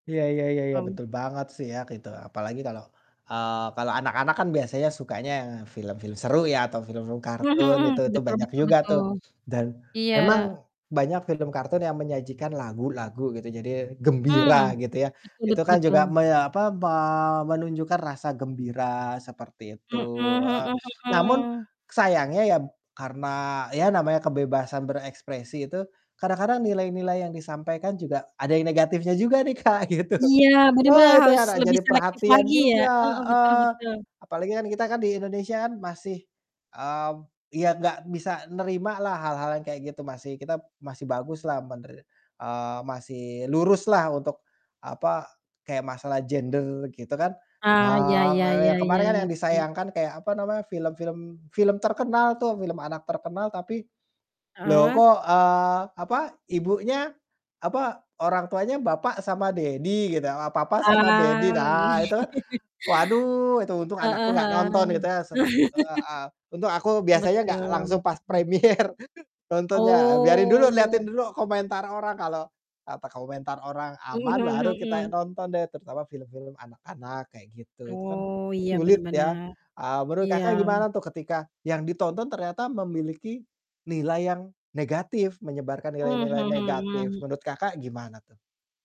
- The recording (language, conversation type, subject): Indonesian, unstructured, Bagaimana menurutmu film dapat mengajarkan nilai-nilai kehidupan?
- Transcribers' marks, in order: static; laughing while speaking: "Kak, gitu"; distorted speech; unintelligible speech; in English: "daddy"; in English: "daddy"; laughing while speaking: "wih"; chuckle; laughing while speaking: "premiere"; in English: "premiere"; drawn out: "Oh"; other background noise